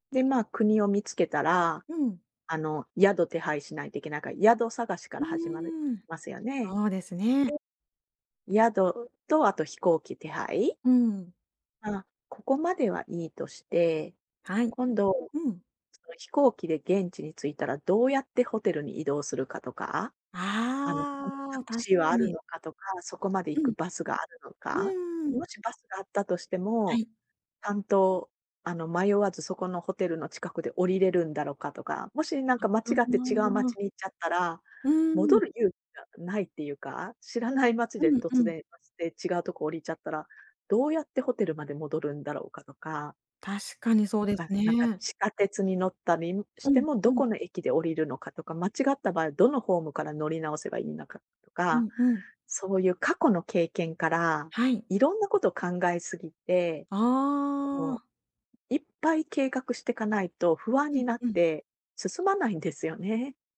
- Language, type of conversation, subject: Japanese, advice, 旅行の計画と準備の難しさ
- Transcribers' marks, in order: none